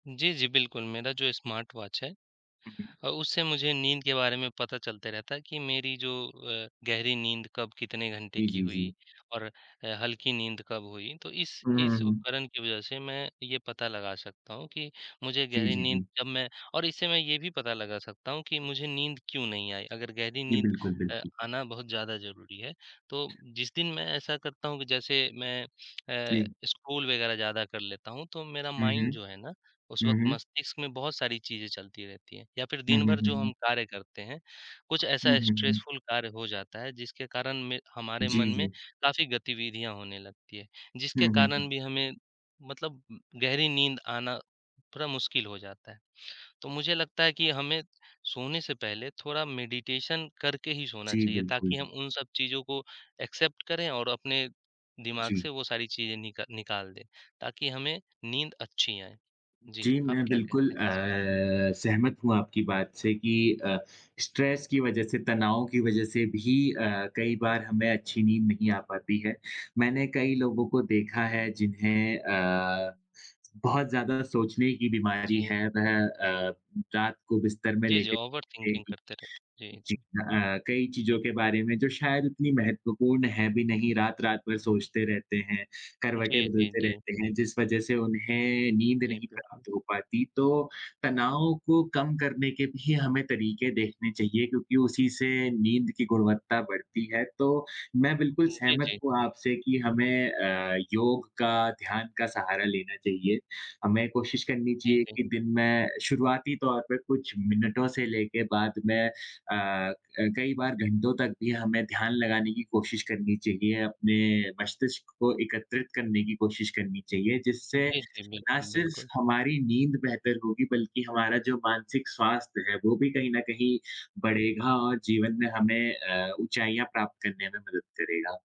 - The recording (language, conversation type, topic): Hindi, unstructured, आप अपनी नींद की गुणवत्ता कैसे सुधारते हैं?
- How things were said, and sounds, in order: in English: "स्मार्ट वॉच"; tapping; in English: "माइंड"; in English: "स्ट्रेसफुल"; in English: "मेडिटेशन"; in English: "एक्सेप्ट"; in English: "स्ट्रेस"; in English: "ओवरथिंकिंग"; laughing while speaking: "बढ़ेगा"; unintelligible speech